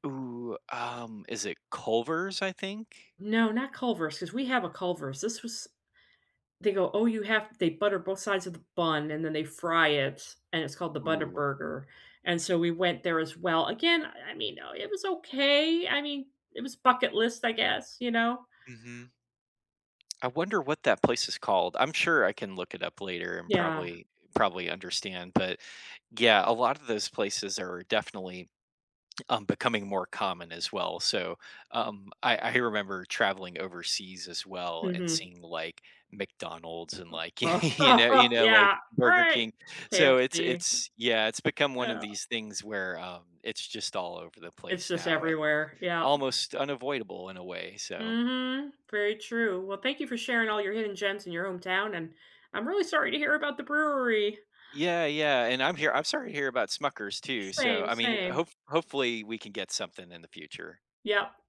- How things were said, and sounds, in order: chuckle; laugh; tapping; other background noise
- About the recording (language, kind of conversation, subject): English, unstructured, What hidden gem in your hometown do you love sharing with visitors, and what story do you tell there?
- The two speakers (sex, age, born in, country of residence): female, 55-59, United States, United States; male, 35-39, United States, United States